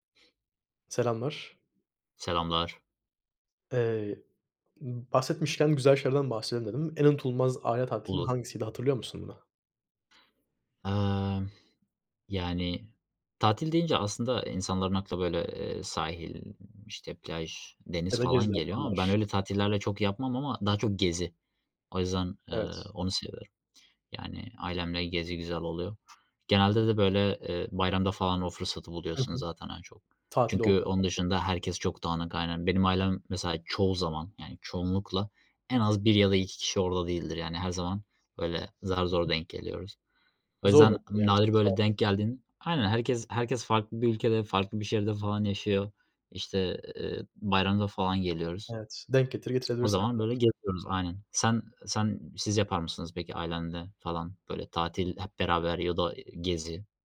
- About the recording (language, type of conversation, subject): Turkish, unstructured, En unutulmaz aile tatiliniz hangisiydi?
- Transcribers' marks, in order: other background noise; unintelligible speech; unintelligible speech; unintelligible speech